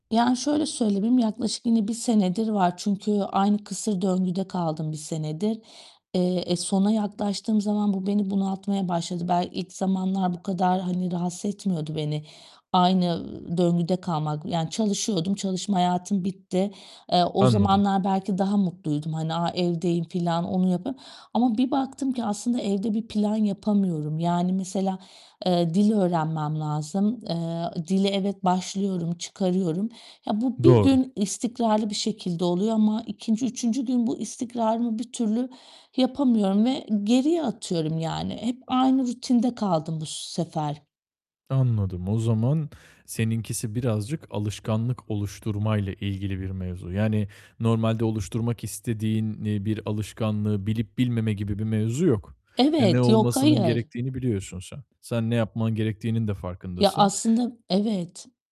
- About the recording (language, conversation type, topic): Turkish, advice, Günlük yaşamımda alışkanlık döngülerimi nasıl fark edip kırabilirim?
- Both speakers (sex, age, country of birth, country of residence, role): female, 40-44, Turkey, Portugal, user; male, 25-29, Turkey, Italy, advisor
- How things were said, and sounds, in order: tapping; other background noise